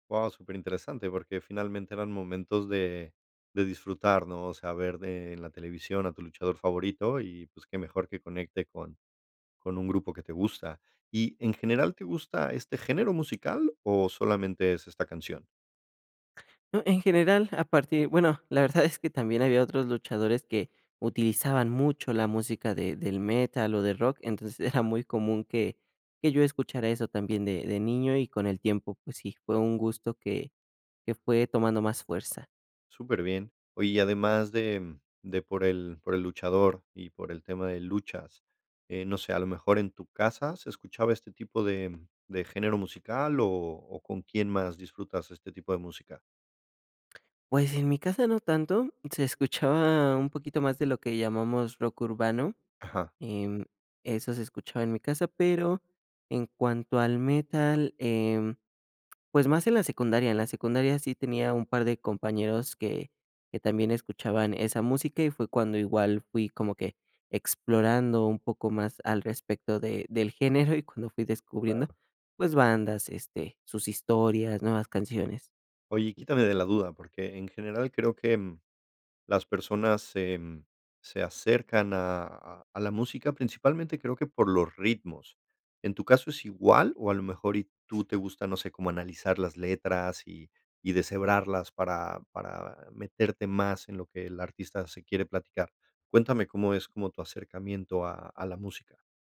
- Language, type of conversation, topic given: Spanish, podcast, ¿Cuál es tu canción favorita y por qué te conmueve tanto?
- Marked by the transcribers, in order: other background noise